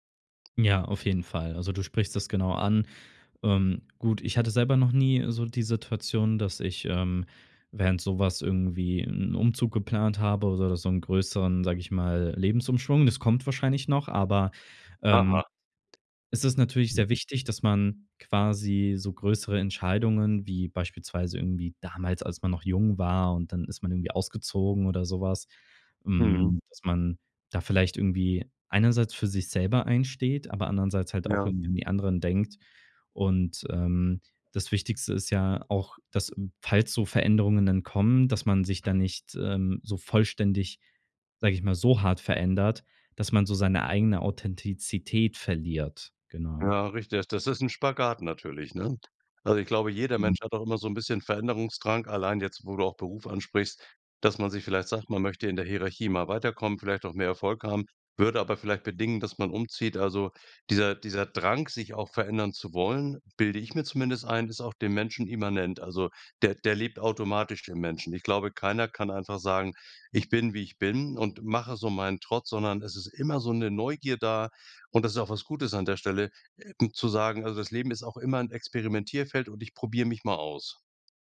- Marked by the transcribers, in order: other background noise; other noise; stressed: "so"
- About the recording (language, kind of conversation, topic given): German, podcast, Wie bleibst du authentisch, während du dich veränderst?